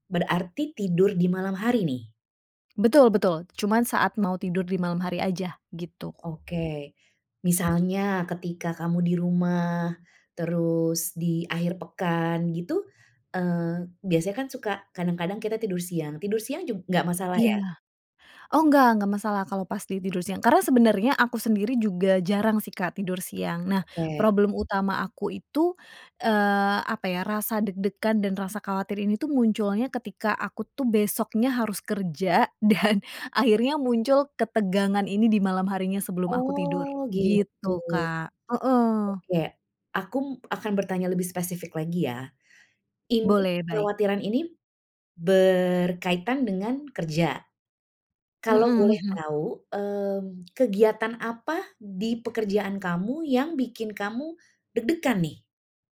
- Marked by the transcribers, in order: other background noise; laughing while speaking: "dan"; "aku" said as "akum"
- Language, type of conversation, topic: Indonesian, advice, Bagaimana kekhawatiran yang terus muncul membuat Anda sulit tidur?